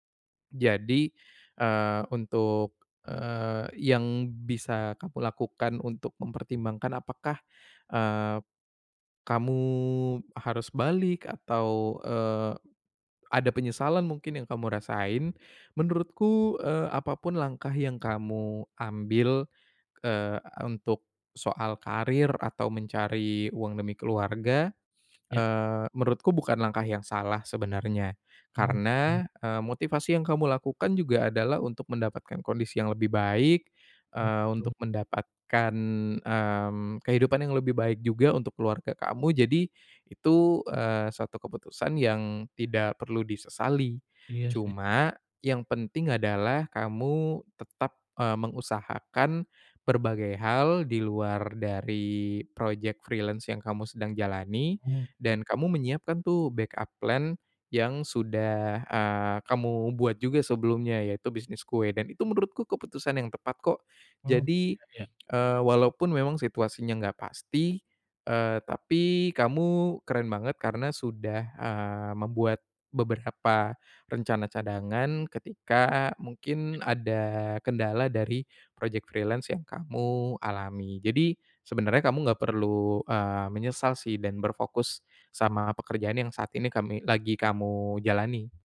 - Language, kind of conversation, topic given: Indonesian, advice, Bagaimana cara mengatasi keraguan dan penyesalan setelah mengambil keputusan?
- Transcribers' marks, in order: in English: "freelance"; in English: "backup plan"; in English: "freelance"